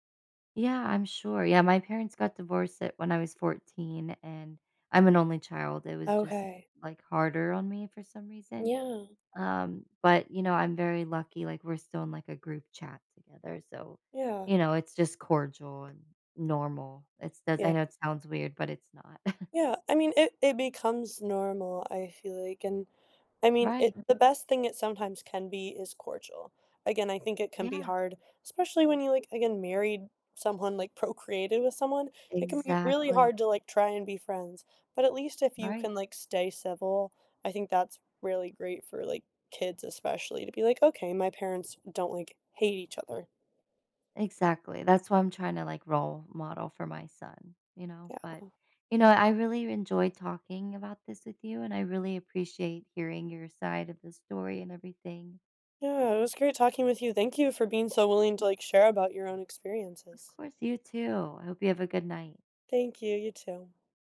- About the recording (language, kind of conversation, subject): English, unstructured, Is it okay to stay friends with an ex?
- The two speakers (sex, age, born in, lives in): female, 20-24, United States, United States; female, 35-39, Turkey, United States
- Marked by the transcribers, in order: other background noise; chuckle; laughing while speaking: "procreated"